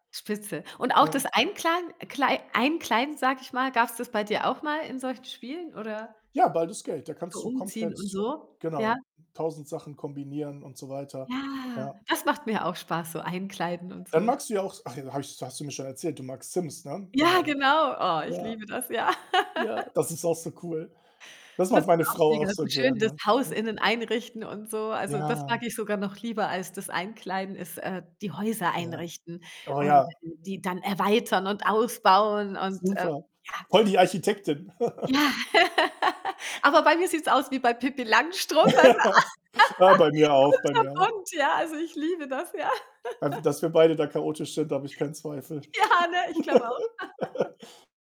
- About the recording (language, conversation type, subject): German, unstructured, Wie beeinflussen nostalgische Gefühle die Ranglisten klassischer Videospiele?
- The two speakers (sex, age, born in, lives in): female, 40-44, Germany, Germany; male, 35-39, Germany, Germany
- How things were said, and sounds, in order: distorted speech; other background noise; laugh; laugh; laugh; laugh; laughing while speaking: "Ja"; laugh